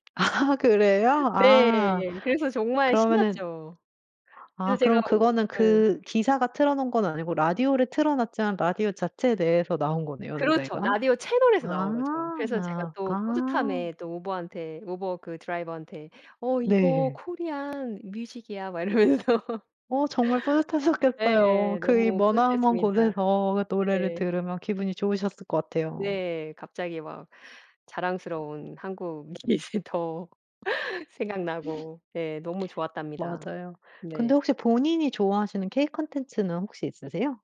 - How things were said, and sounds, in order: tapping; laughing while speaking: "아 그래요?"; other background noise; in English: "Korean music"; laughing while speaking: "이러면서"; laughing while speaking: "한국이"; gasp
- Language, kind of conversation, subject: Korean, podcast, K-콘텐츠가 전 세계에서 인기를 끄는 매력은 무엇이라고 생각하시나요?